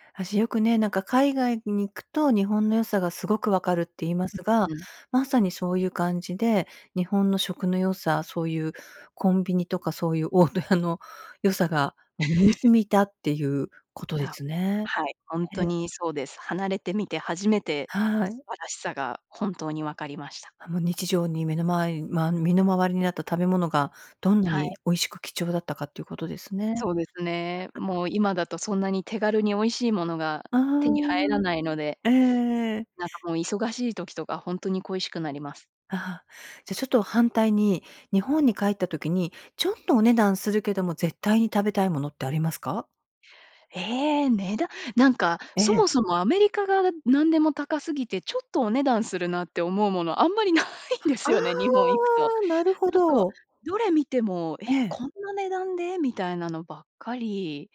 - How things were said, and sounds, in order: other background noise; laughing while speaking: "大戸屋の"; chuckle; unintelligible speech; laughing while speaking: "ないんですよね"; joyful: "あ"
- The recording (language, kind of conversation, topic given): Japanese, podcast, 故郷で一番恋しいものは何ですか？